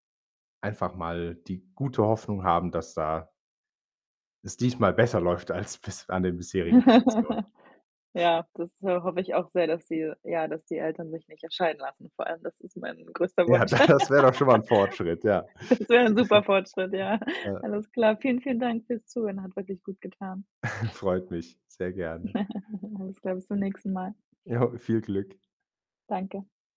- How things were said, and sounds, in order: laughing while speaking: "als"; laugh; laughing while speaking: "Ja"; laugh; laughing while speaking: "Das wär 'n super Fortschritt, ja"; giggle; other background noise; chuckle; giggle
- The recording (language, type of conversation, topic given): German, advice, Soll ich trotz unsicherer Zukunft in eine andere Stadt umziehen?